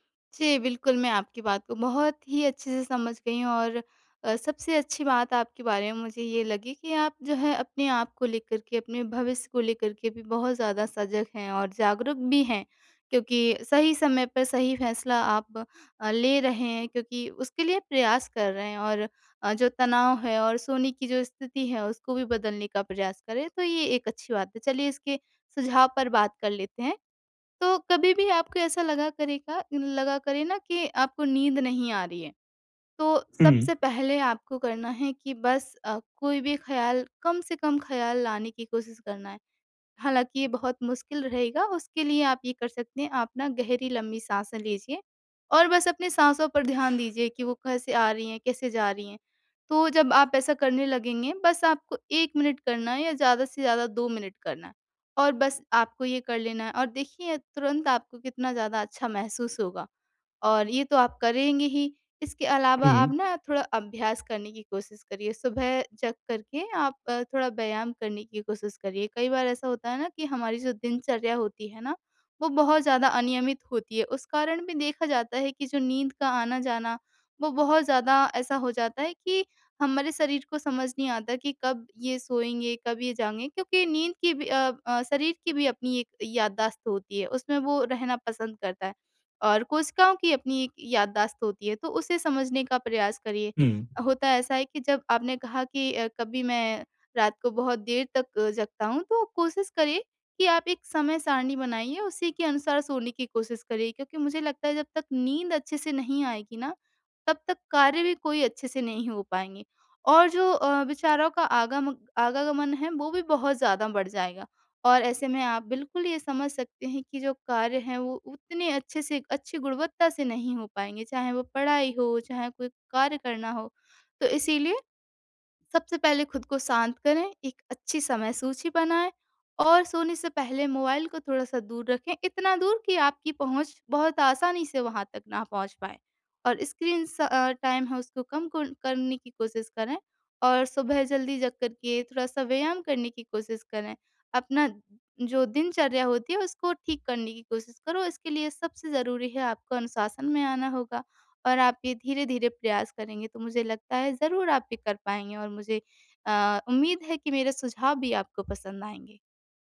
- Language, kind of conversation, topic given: Hindi, advice, सोने से पहले रोज़मर्रा की चिंता और तनाव जल्दी कैसे कम करूँ?
- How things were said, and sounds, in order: other background noise; "आवागमन" said as "आगागमन"; in English: "टाइम"